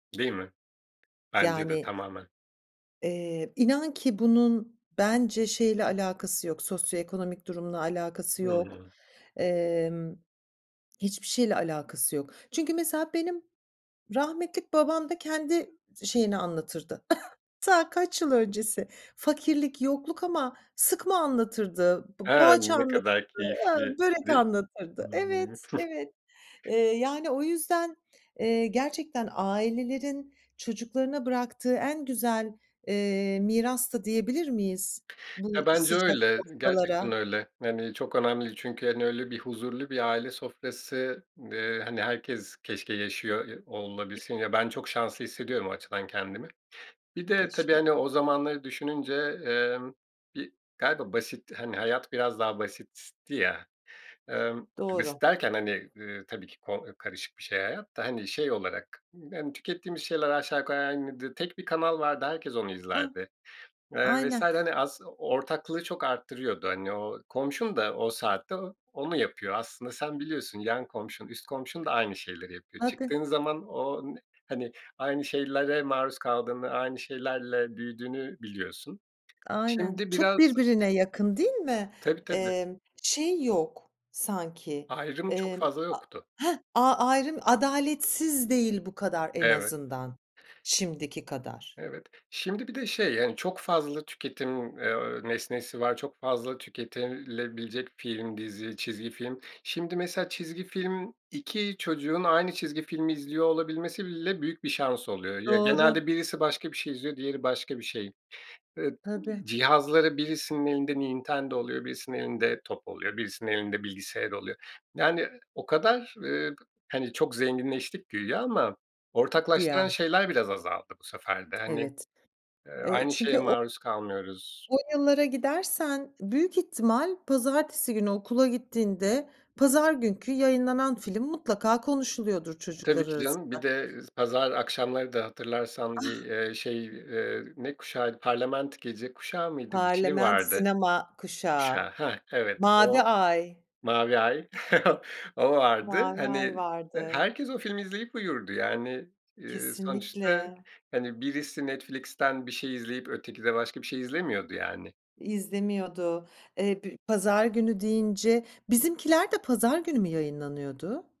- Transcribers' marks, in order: tapping; other background noise; chuckle; chuckle; unintelligible speech; chuckle
- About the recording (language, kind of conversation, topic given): Turkish, podcast, Hangi yemek sana aile yakınlığını hatırlatır ve neden?